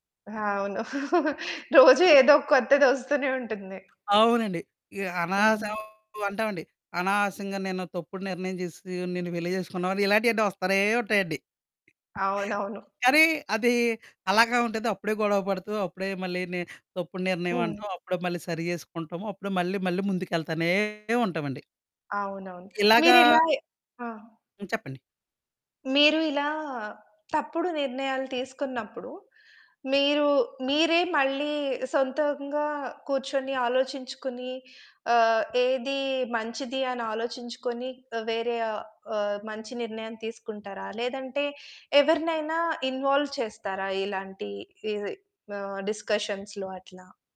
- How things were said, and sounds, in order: chuckle; distorted speech; "అనవసరం" said as "అనాశం"; "అనవసరంగా" said as "అనాశంగా"; static; in English: "ఇన్వాల్వ్"; in English: "డిస్కషన్స్‌లో"
- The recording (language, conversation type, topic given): Telugu, podcast, మీరు తీసుకున్న తప్పు నిర్ణయాన్ని సరి చేసుకోవడానికి మీరు ముందుగా ఏ అడుగు వేస్తారు?